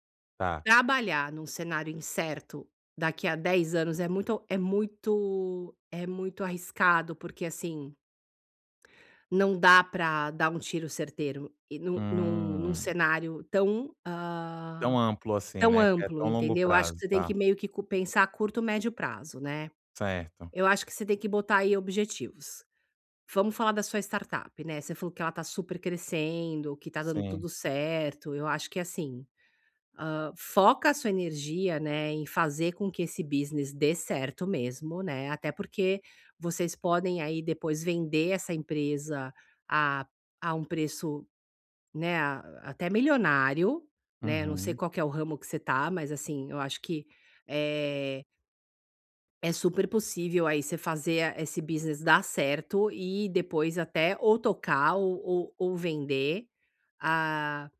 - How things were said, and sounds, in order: in English: "startup"; in English: "business"; in English: "business"
- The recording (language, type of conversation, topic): Portuguese, advice, Como posso tomar decisões mais claras em períodos de incerteza?